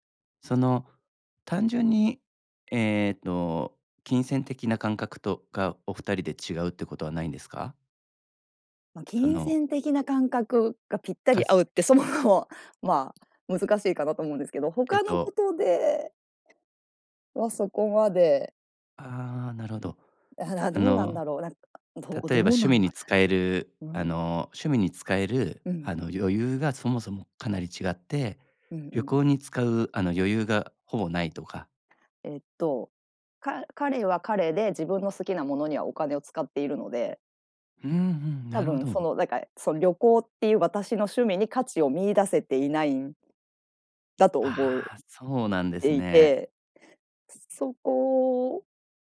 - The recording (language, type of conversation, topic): Japanese, advice, 恋人に自分の趣味や価値観を受け入れてもらえないとき、どうすればいいですか？
- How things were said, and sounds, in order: other background noise; laughing while speaking: "そもそも"